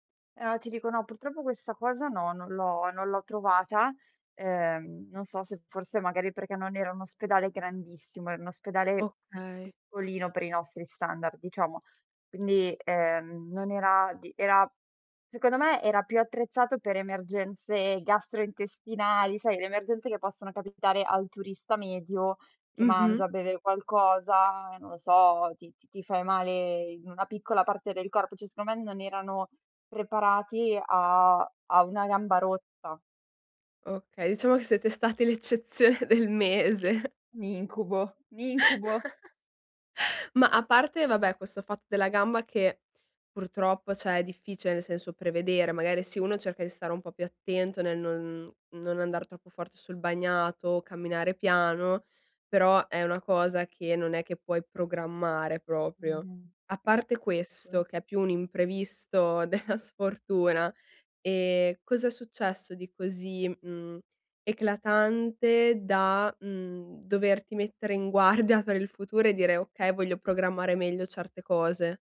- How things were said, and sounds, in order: "cioè" said as "ceh"; "secondo" said as "secono"; laughing while speaking: "mese"; chuckle; "cioè" said as "ceh"; unintelligible speech; laughing while speaking: "della"; laughing while speaking: "guardia"
- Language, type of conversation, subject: Italian, advice, Cosa posso fare se qualcosa va storto durante le mie vacanze all'estero?